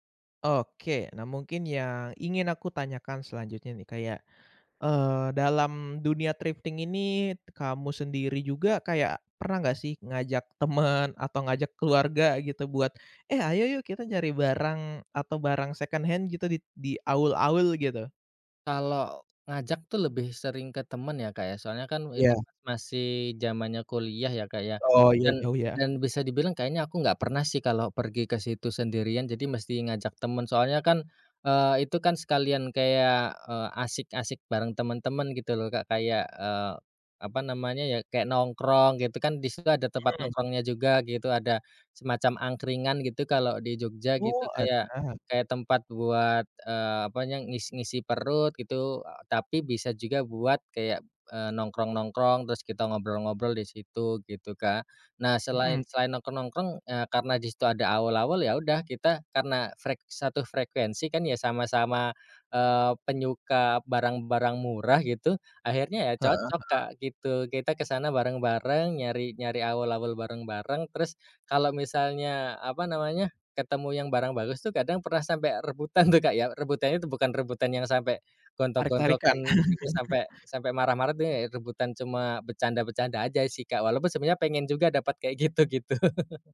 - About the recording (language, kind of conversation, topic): Indonesian, podcast, Apa kamu pernah membeli atau memakai barang bekas, dan bagaimana pengalamanmu saat berbelanja barang bekas?
- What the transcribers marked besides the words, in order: in English: "thrifting"; in English: "second hand"; laughing while speaking: "rebutan tuh Kak ya"; laugh; laugh